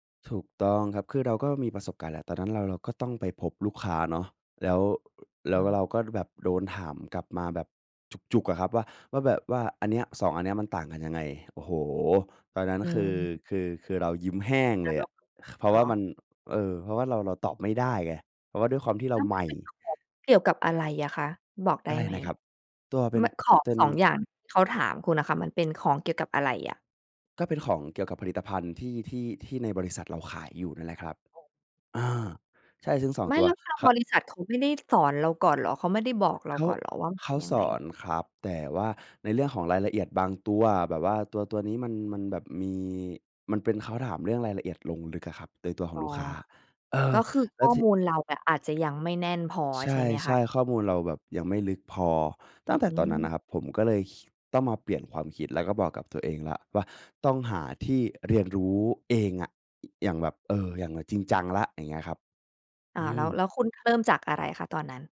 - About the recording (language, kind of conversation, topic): Thai, podcast, มีแหล่งข้อมูลหรือแหล่งเรียนรู้ที่อยากแนะนำไหม?
- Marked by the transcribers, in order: other background noise; tapping; unintelligible speech